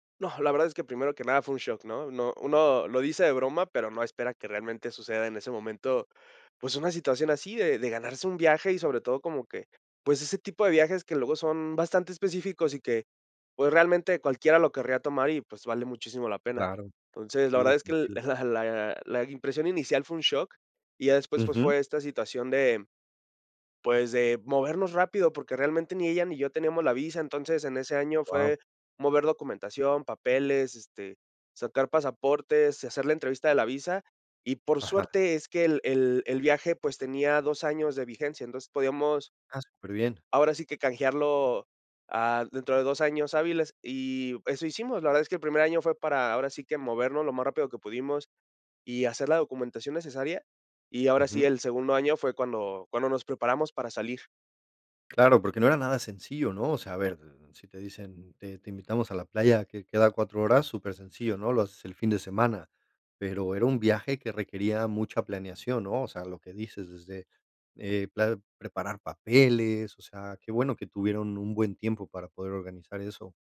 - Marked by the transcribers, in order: none
- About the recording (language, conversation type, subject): Spanish, podcast, ¿Me puedes contar sobre un viaje improvisado e inolvidable?